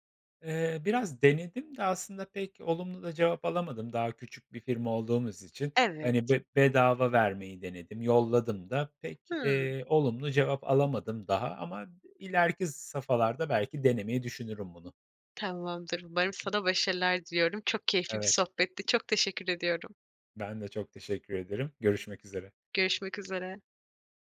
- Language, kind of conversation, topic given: Turkish, podcast, Kendi işini kurmayı hiç düşündün mü? Neden?
- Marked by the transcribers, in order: unintelligible speech; tapping